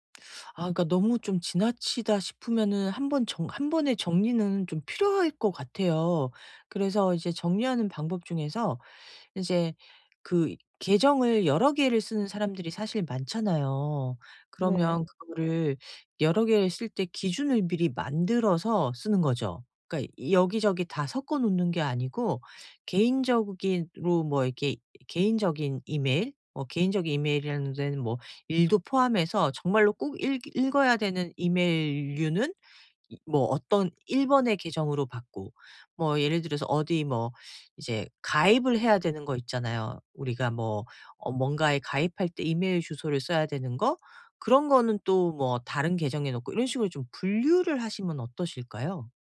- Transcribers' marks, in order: other background noise; "개인적으로" said as "개인적우긴로"
- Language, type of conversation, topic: Korean, advice, 이메일과 알림을 오늘부터 깔끔하게 정리하려면 어떻게 시작하면 좋을까요?